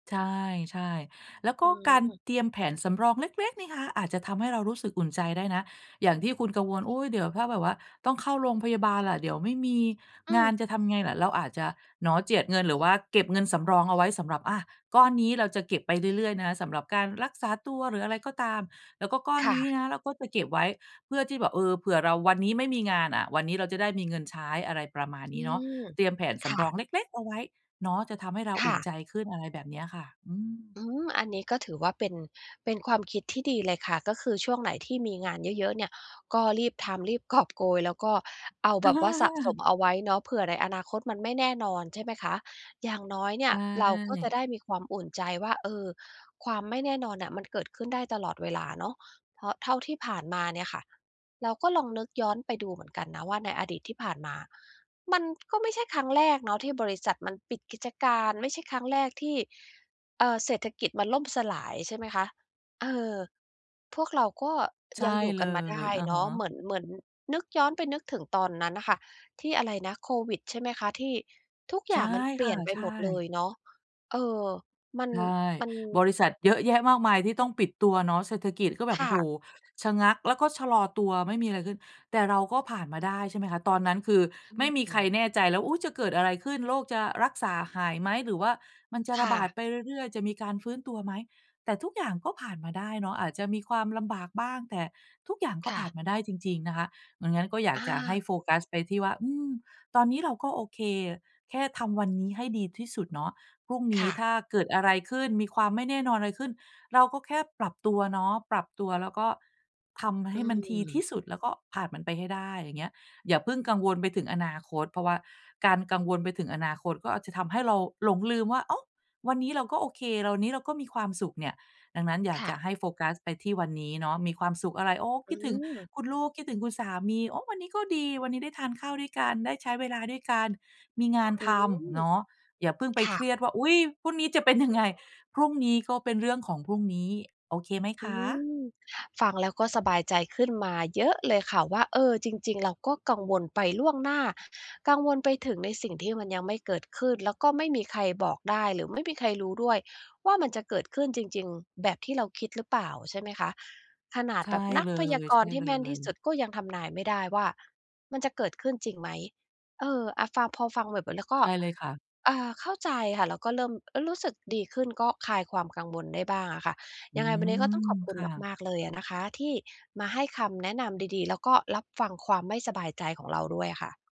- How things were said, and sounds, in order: chuckle
- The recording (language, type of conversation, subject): Thai, advice, คุณจะรับมือกับความไม่แน่นอนในอนาคตได้อย่างไร?